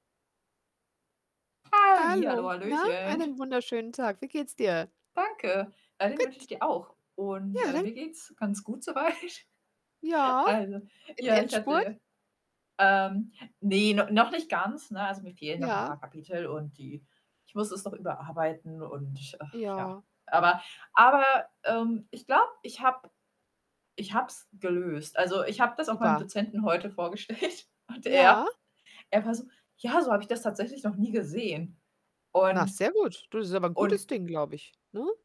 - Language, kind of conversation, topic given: German, unstructured, Wie beeinflusst Geld deiner Meinung nach unser tägliches Leben?
- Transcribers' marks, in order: static; joyful: "Hallihallo"; snort; joyful: "Gut"; laughing while speaking: "soweit"; other background noise; laughing while speaking: "vorgestellt"